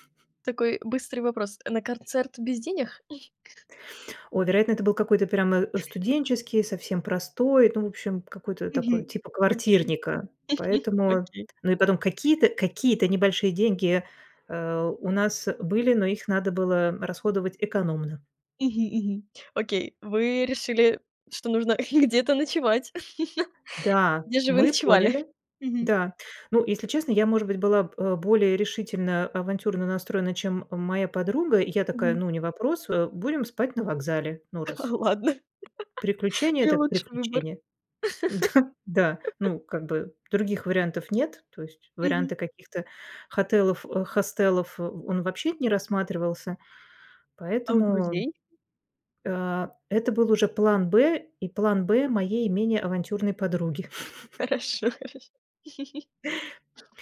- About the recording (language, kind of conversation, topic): Russian, podcast, Каким было ваше приключение, которое началось со спонтанной идеи?
- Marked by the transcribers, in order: other noise; other background noise; chuckle; tapping; laughing while speaking: "где-то"; laugh; laughing while speaking: "Ладно"; laugh; laughing while speaking: "Да"; laugh; laughing while speaking: "Хорошо. Хорошо"; laugh; laugh